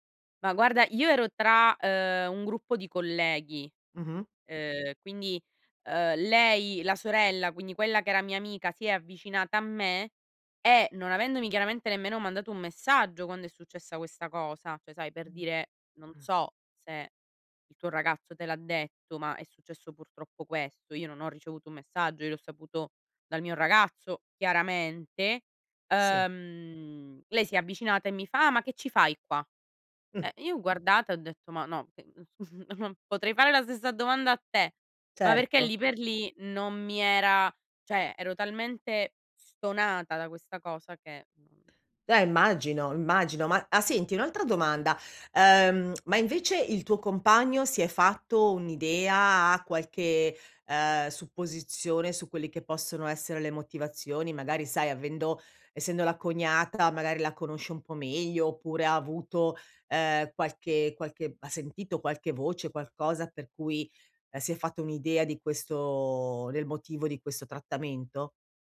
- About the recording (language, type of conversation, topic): Italian, advice, Come posso risolvere i conflitti e i rancori del passato con mio fratello?
- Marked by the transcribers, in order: other background noise; "cioè" said as "ceh"; laughing while speaking: "mhmm"; "cioè" said as "ceh"; lip smack